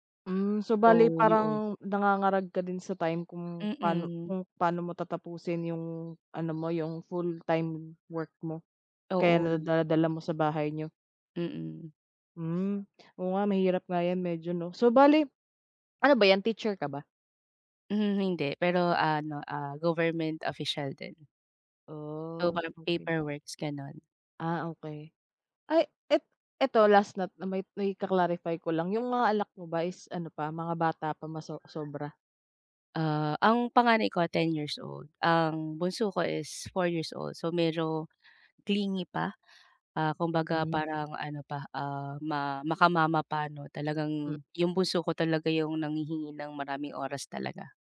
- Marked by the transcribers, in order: "'yon" said as "yoon"; other background noise; tapping
- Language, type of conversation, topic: Filipino, advice, Paano ko malinaw na maihihiwalay ang oras para sa trabaho at ang oras para sa personal na buhay ko?